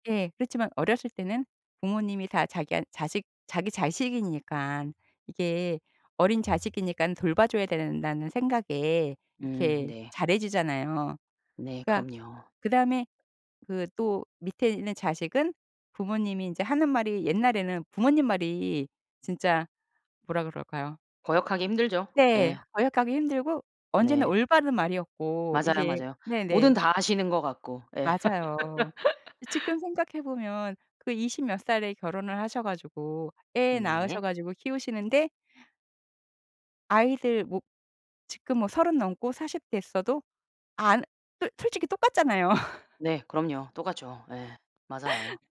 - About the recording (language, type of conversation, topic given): Korean, podcast, 가족의 과도한 기대를 어떻게 현명하게 다루면 좋을까요?
- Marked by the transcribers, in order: tapping; laugh; laugh